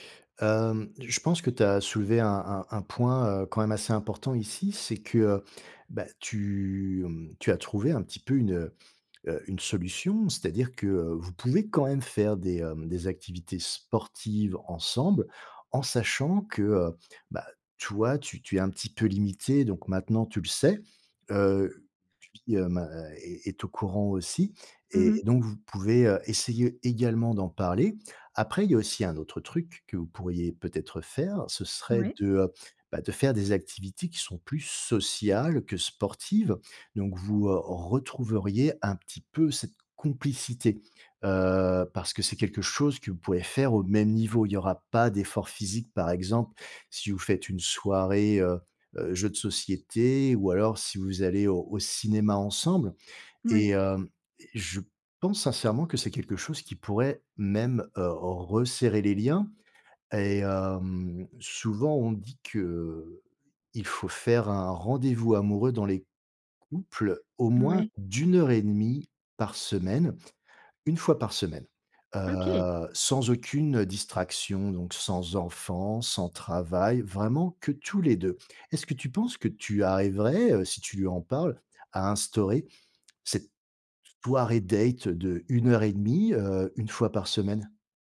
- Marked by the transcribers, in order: drawn out: "tu"; stressed: "sociales"; stressed: "complicité"; put-on voice: "date"
- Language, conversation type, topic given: French, advice, Dire ses besoins sans honte